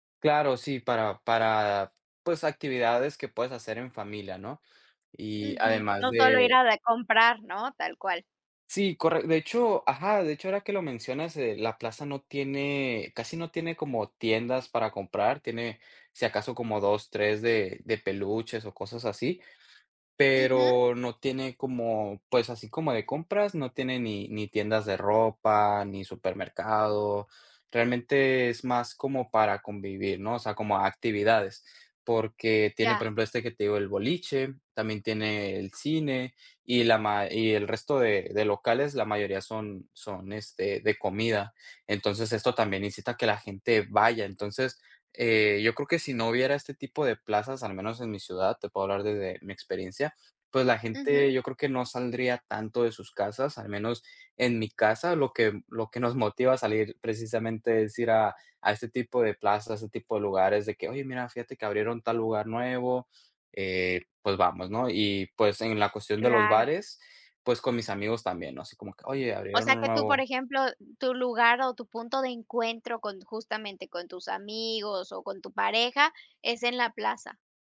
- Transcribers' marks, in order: none
- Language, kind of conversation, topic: Spanish, podcast, ¿Qué papel cumplen los bares y las plazas en la convivencia?